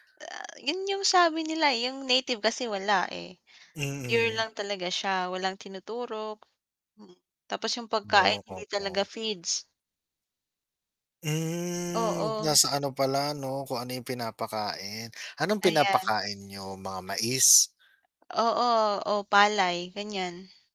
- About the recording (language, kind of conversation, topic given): Filipino, unstructured, Ano ang paborito mong ulam na palaging nagpapasaya sa iyo?
- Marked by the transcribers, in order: tapping; static; distorted speech; drawn out: "Hmm"